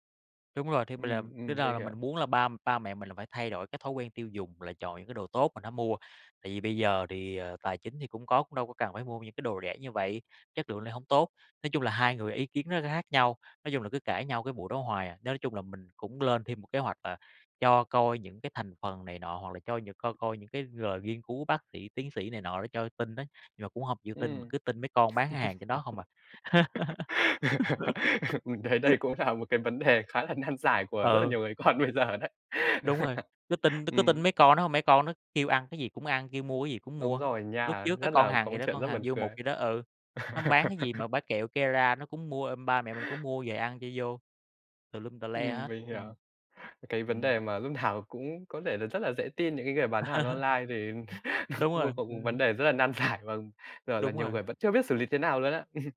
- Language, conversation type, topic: Vietnamese, podcast, Bạn đã vượt qua sự phản đối từ người thân như thế nào khi quyết định thay đổi?
- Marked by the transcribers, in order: tapping; laugh; laughing while speaking: "Mình thấy đây cũng là … bây giờ đấy"; laugh; laugh; laugh; laughing while speaking: "nào"; laugh; laughing while speaking: "giải"; laugh